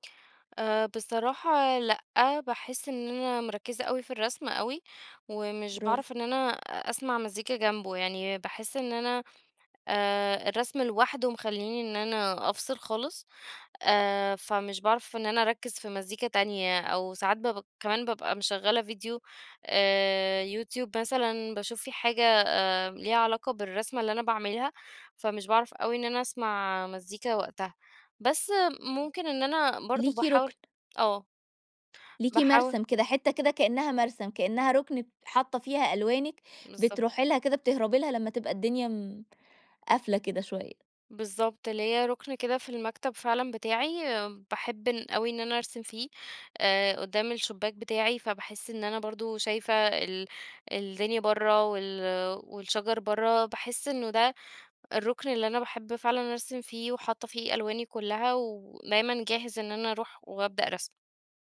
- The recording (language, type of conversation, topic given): Arabic, podcast, إيه النشاط اللي بترجع له لما تحب تهدأ وتفصل عن الدنيا؟
- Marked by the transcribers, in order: tapping